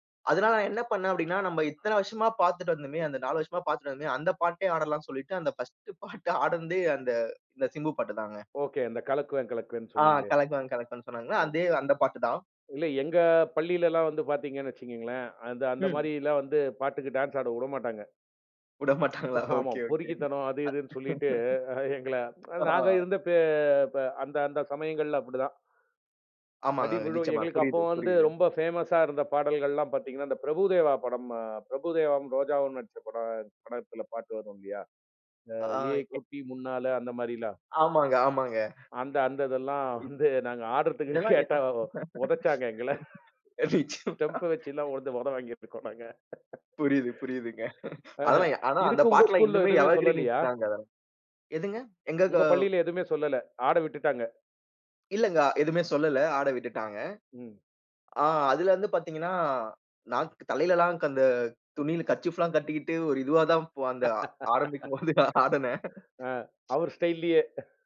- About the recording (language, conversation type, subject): Tamil, podcast, உன் கலைப் பயணத்தில் ஒரு திருப்புத்தான் இருந்ததா? அது என்ன?
- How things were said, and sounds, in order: in English: "பர்ஸ்ட்டு"; laughing while speaking: "பாட்டு ஆடுனதே"; unintelligible speech; drawn out: "எங்க"; laughing while speaking: "உட மாட்டாங்களா? ஓகே ஓகே. ஆ"; laughing while speaking: "ஆமா"; laughing while speaking: "அ எங்கள"; unintelligible speech; tsk; laughing while speaking: "நாங்க ஆடுறதுக்கு கேட்டா, ஒதச்சாங்க எங்கள. ஸ்டெம்ப்ப வச்செல்லாம் ஒத ஒத வாங்கீட்ருக்கோம் நாங்க. அஹ"; laughing while speaking: "அ நிச்சயமா"; in English: "ஸ்டெம்ப்ப"; in English: "எவர்கிரீன் ஹிட்ஸ்"; in English: "கர்ச்சீஃப்லாம்"; laugh; laughing while speaking: "ஓ அந்த ஆரம்பிக்கும் போது ஆடுனேன்"; other noise